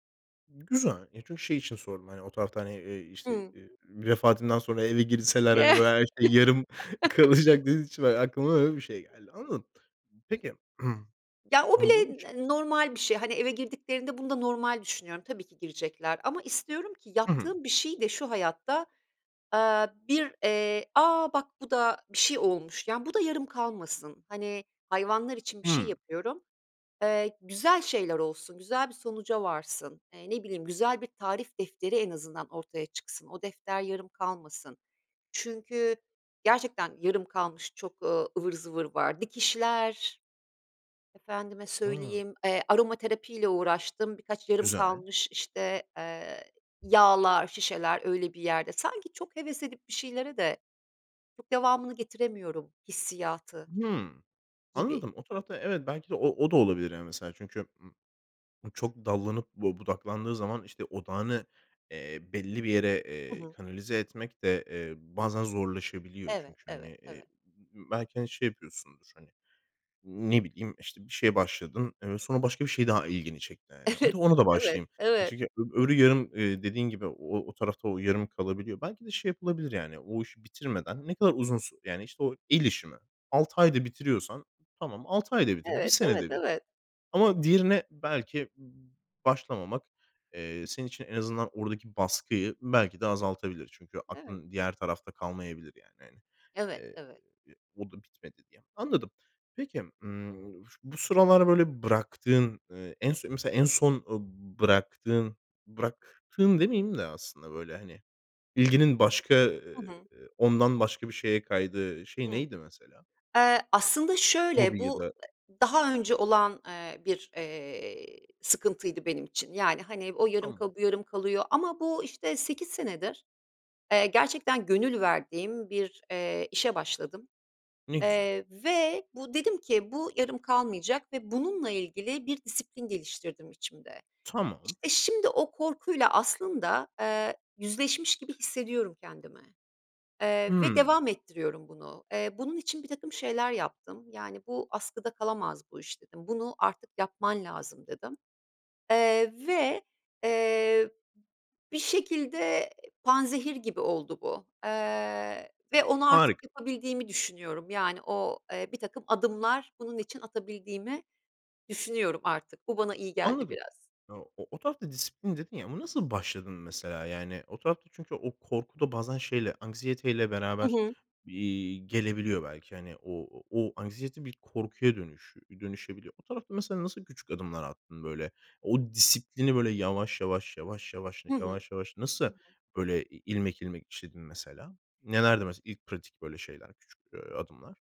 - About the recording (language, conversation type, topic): Turkish, podcast, Korkularınla yüzleşirken hangi adımları atarsın?
- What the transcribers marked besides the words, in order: chuckle; laughing while speaking: "yarım kalacak dediğiniz için"; other background noise; other noise; throat clearing; tapping; laughing while speaking: "Evet"